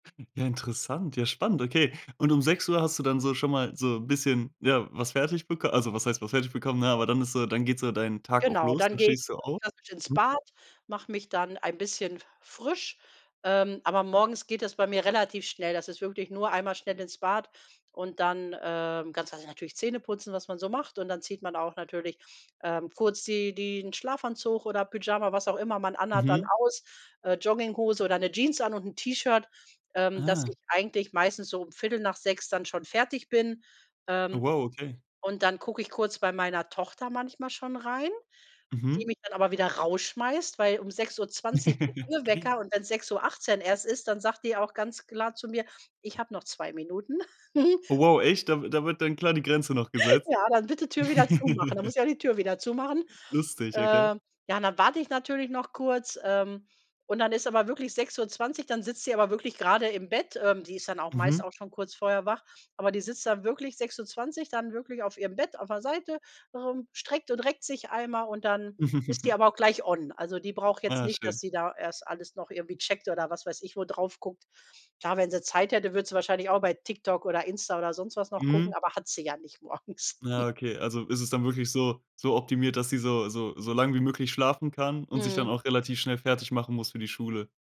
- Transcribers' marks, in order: chuckle; chuckle; chuckle; chuckle; laughing while speaking: "morgens"
- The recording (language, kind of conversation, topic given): German, podcast, Wie sieht dein Morgenritual zu Hause aus?